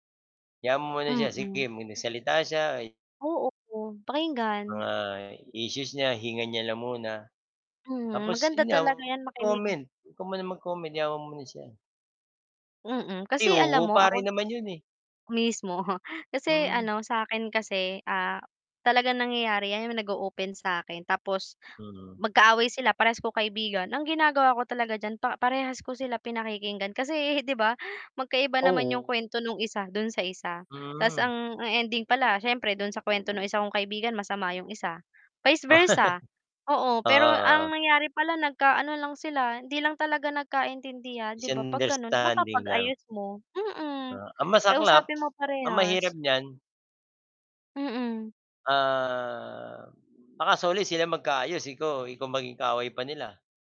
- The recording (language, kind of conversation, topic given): Filipino, unstructured, Ano ang papel ng pakikinig sa paglutas ng alitan?
- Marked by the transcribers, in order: static; distorted speech; scoff; tapping; other background noise; chuckle